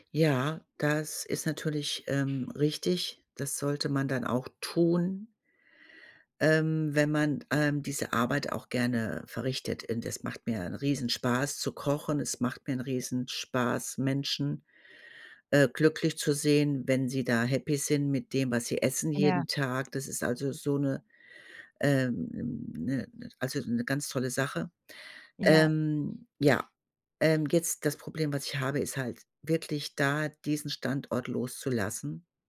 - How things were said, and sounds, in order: in English: "Happy"; drawn out: "Ähm"
- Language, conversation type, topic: German, advice, Wie kann ich loslassen und meine Zukunft neu planen?